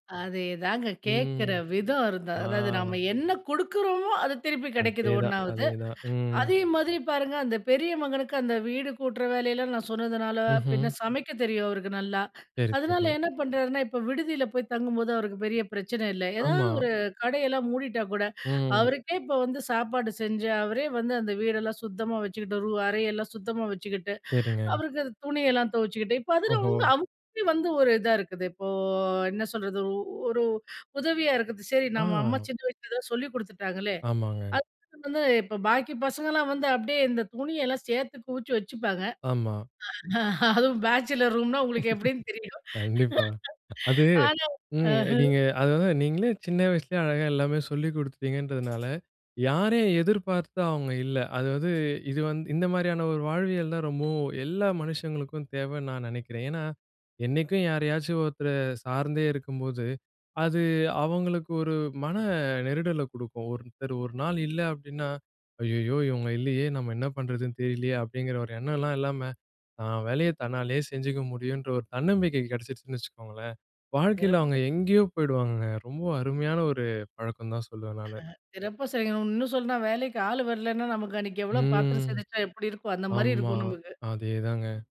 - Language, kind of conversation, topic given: Tamil, podcast, உறவில் பொறுப்புகளைப் பகிர்ந்து கொண்டு வெற்றிகரமாகச் செயல்படுவது எப்படி?
- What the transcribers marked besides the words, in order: tapping; other noise; drawn out: "இப்போ"; other background noise; laughing while speaking: "அதுவும் பேச்சுலர் ரூம்னா உங்களுக்கு எப்டின்னு தெரியும். ஆனா, அ"; laugh; in English: "பேச்சுலர்"; horn; chuckle; drawn out: "ம்"